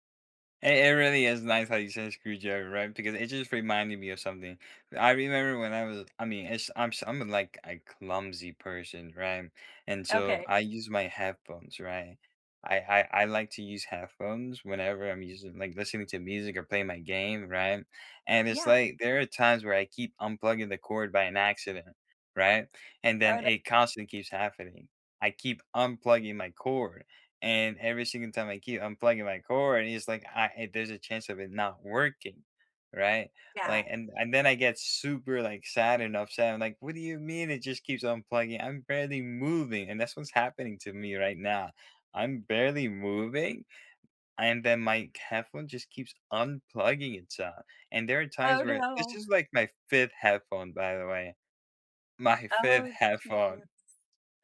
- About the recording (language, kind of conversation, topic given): English, unstructured, Have you ever gotten angry when equipment or tools didn’t work properly?
- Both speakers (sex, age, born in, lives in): female, 35-39, United States, United States; male, 18-19, United States, United States
- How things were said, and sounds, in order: tapping; laughing while speaking: "My"